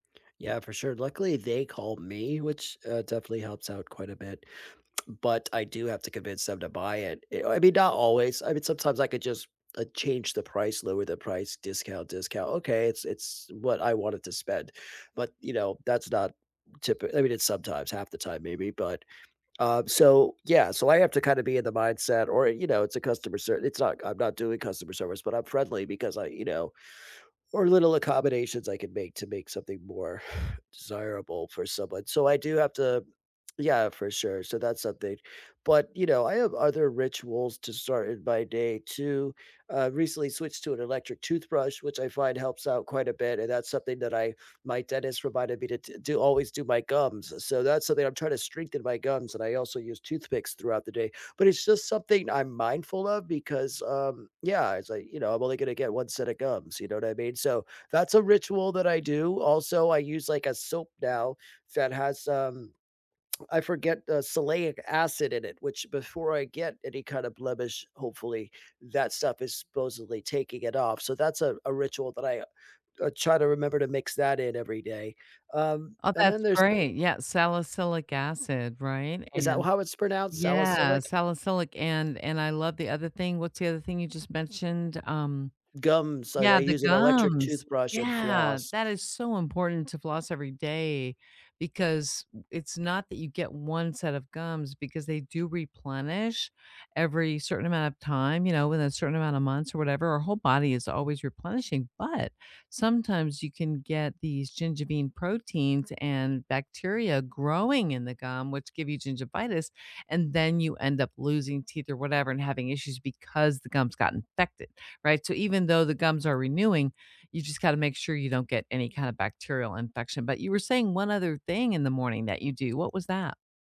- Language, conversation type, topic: English, unstructured, Which small morning rituals brighten your day, and what stories make them meaningful to you?
- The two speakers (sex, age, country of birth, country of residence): female, 60-64, United States, United States; male, 40-44, United States, United States
- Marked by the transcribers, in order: other background noise; exhale; tsk; "salicylic" said as "salaic"